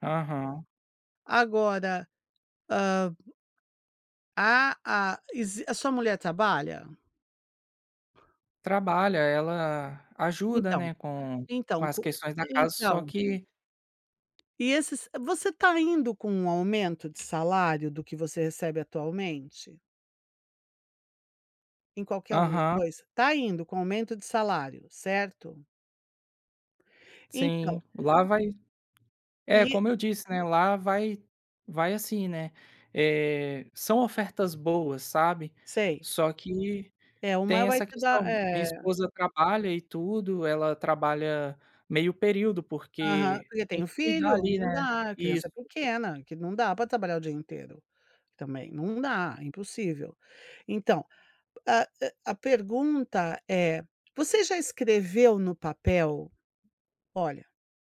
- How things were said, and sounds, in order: tapping
- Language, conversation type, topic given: Portuguese, advice, Como posso escolher entre duas ofertas de emprego?